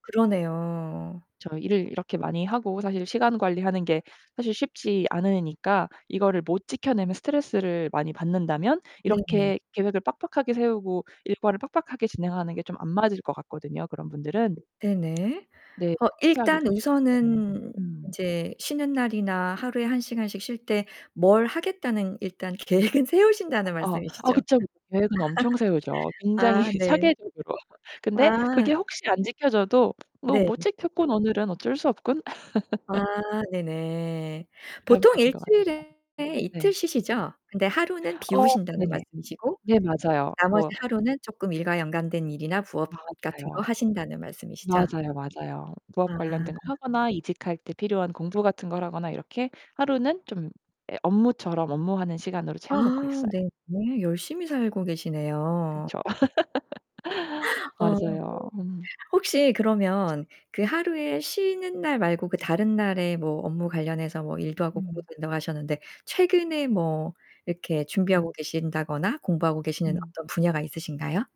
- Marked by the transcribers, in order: tapping; distorted speech; laughing while speaking: "계획은"; laugh; laughing while speaking: "굉장히 체계적으로"; laugh; laugh; other background noise
- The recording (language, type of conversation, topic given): Korean, podcast, 일과 삶의 균형을 어떻게 유지하고 계신가요?